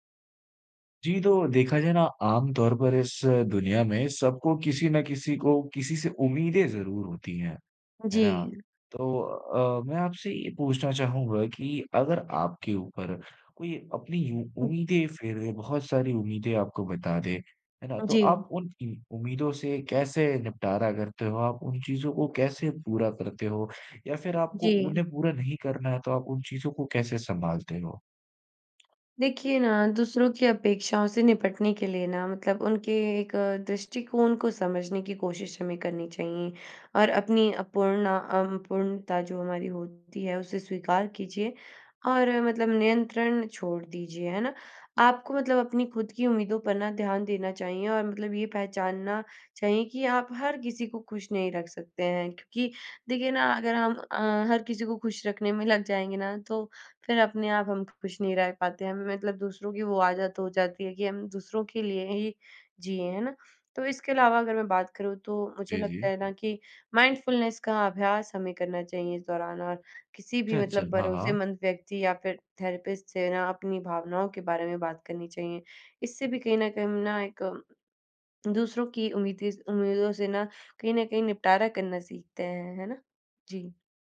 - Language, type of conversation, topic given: Hindi, podcast, दूसरों की उम्मीदों से आप कैसे निपटते हैं?
- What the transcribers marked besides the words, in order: in English: "माइंडफुलनेस"; in English: "थेरेपिस्ट"